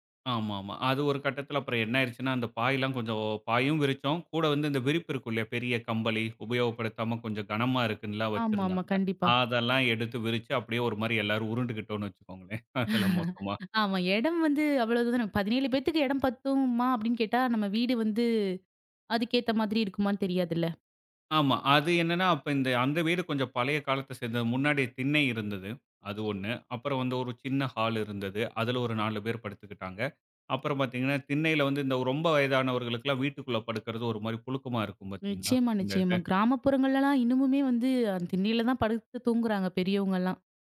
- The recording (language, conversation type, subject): Tamil, podcast, வீட்டில் விருந்தினர்கள் வரும்போது எப்படி தயாராக வேண்டும்?
- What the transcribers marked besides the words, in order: laugh; laughing while speaking: "அதுல மொத்தமா"; "பேருக்கு" said as "பேத்துக்கு"